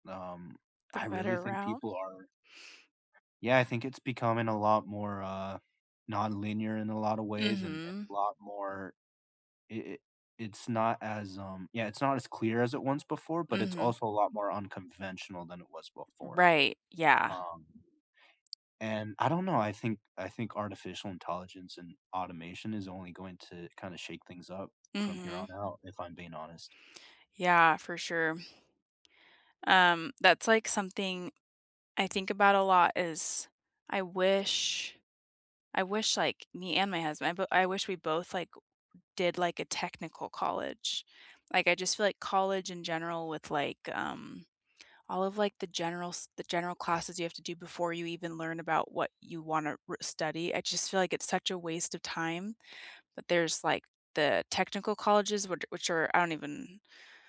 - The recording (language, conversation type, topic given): English, unstructured, What advice would you give your younger self?
- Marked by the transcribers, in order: tapping; other background noise